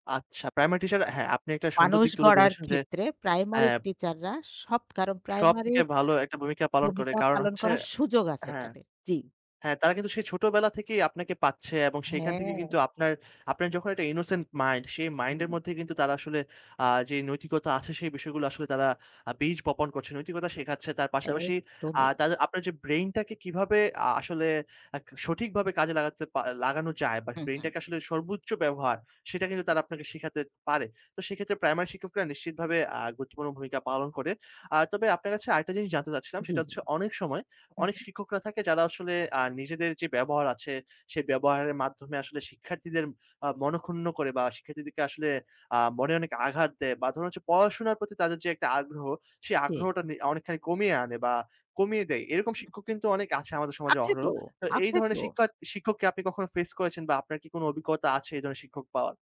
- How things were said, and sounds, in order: in English: "innocent mind"; tapping; in English: "ফেস"
- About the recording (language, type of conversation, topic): Bengali, podcast, ভালো শিক্ষক কীভাবে একজন শিক্ষার্থীর পড়াশোনায় ইতিবাচক পরিবর্তন আনতে পারেন?